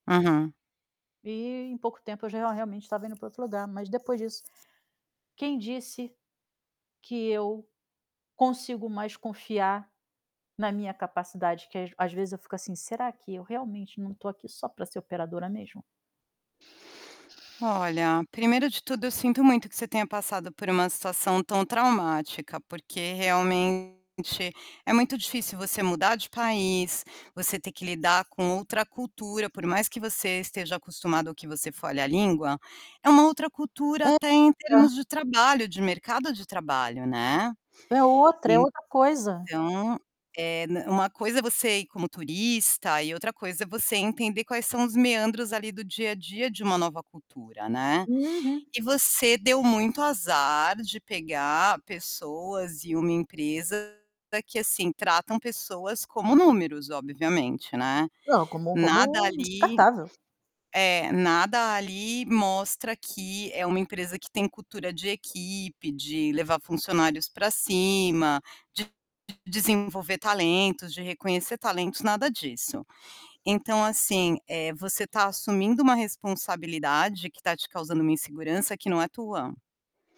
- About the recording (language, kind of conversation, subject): Portuguese, advice, Como você descreve a insegurança que sente após um fracasso profissional recente?
- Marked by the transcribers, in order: static; tapping; distorted speech; other background noise